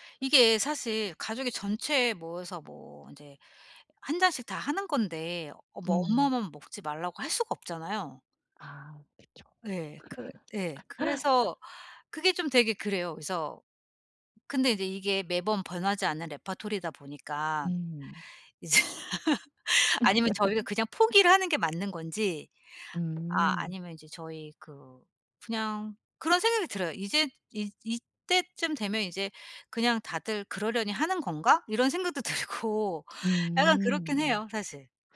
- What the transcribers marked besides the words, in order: other background noise; tapping; laugh; laughing while speaking: "이제"; laugh; laughing while speaking: "들고"
- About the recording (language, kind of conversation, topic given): Korean, advice, 대화 방식을 바꿔 가족 간 갈등을 줄일 수 있을까요?